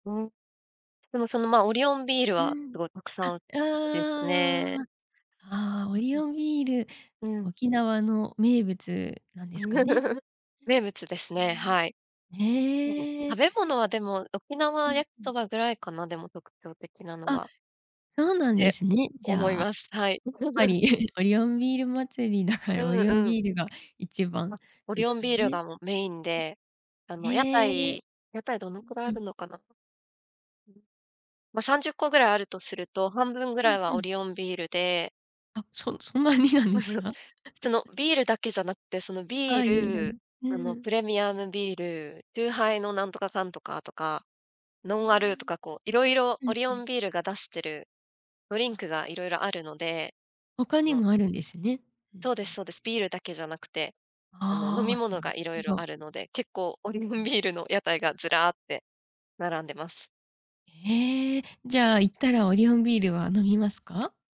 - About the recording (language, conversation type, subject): Japanese, podcast, 祭りで特に好きなことは何ですか？
- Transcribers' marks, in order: other background noise; unintelligible speech; giggle; unintelligible speech; giggle; chuckle; laughing while speaking: "だから"; unintelligible speech; laughing while speaking: "そんなになんですか？"; giggle; unintelligible speech; laughing while speaking: "オリオンビールの"